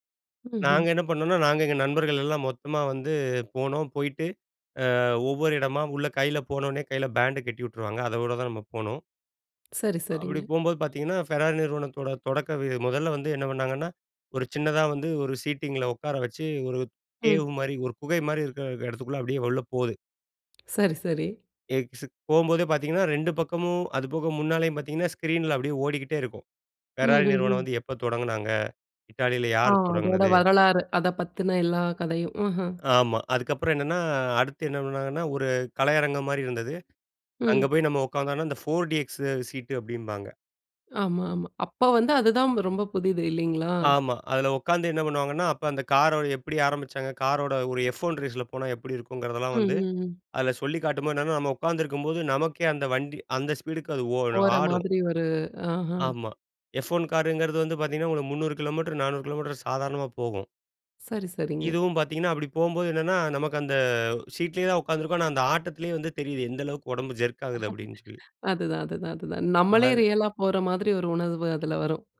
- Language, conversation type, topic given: Tamil, podcast, ஒரு பெரிய சாகச அனுபவம் குறித்து பகிர முடியுமா?
- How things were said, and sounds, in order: in English: "கேவ்"; in English: "போர் டிஎக்ஸ் சீட்"; in English: "எஃப் ஒன் ரேஸி"; in English: "எஃப் ஒன்"; in English: "ஜெர்க்"; laugh